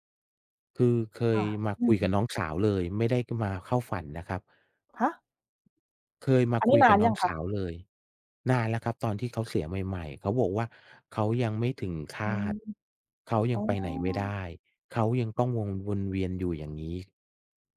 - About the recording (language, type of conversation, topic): Thai, unstructured, คุณเชื่อว่าความรักยังคงอยู่หลังความตายไหม และเพราะอะไรถึงคิดแบบนั้น?
- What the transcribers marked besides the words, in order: tapping; other background noise